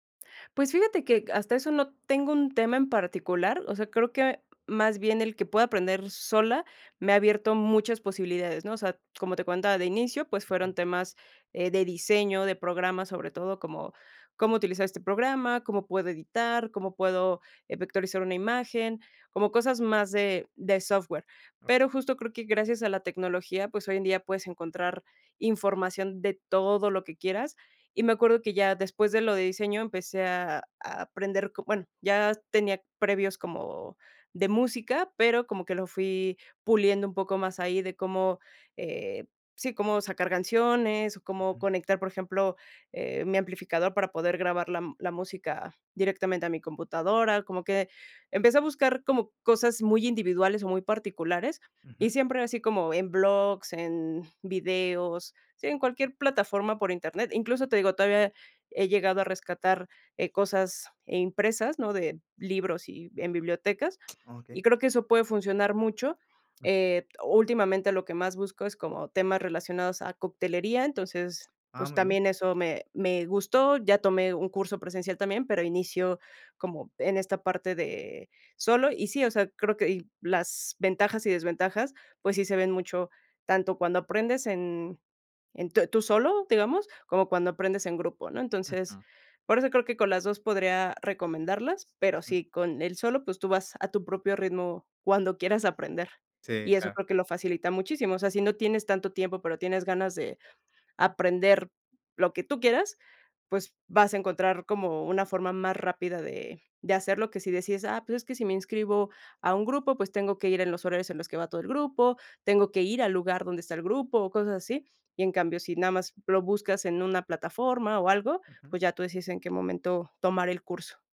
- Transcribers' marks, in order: other background noise; tapping
- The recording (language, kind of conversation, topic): Spanish, podcast, ¿Qué opinas de aprender en grupo en comparación con aprender por tu cuenta?